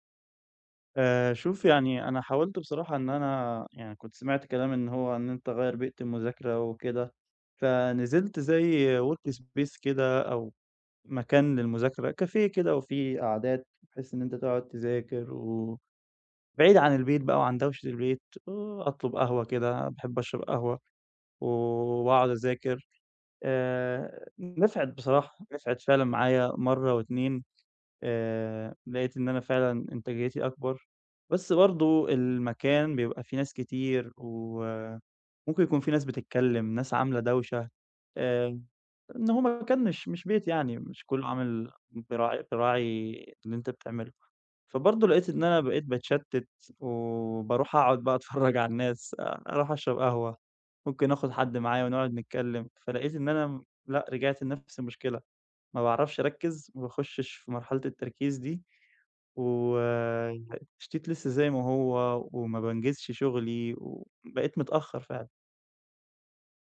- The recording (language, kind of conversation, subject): Arabic, advice, إزاي أقدر أدخل في حالة تدفّق وتركيز عميق؟
- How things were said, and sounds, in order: in English: "workspace"; in English: "cafe"; other background noise; laughing while speaking: "أتفرج على الناس"; unintelligible speech